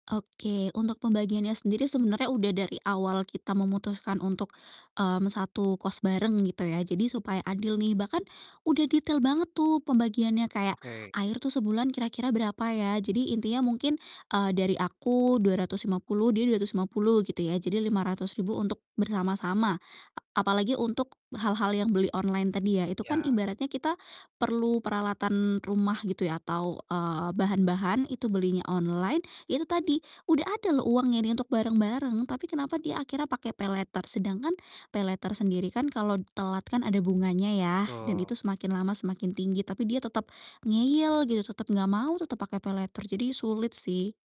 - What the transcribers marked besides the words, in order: distorted speech; in English: "paylater"; in English: "paylater"; in English: "paylater"
- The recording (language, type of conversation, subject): Indonesian, advice, Bagaimana cara Anda dan pihak terkait menyikapi perbedaan pandangan tentang keuangan dan pengeluaran bersama?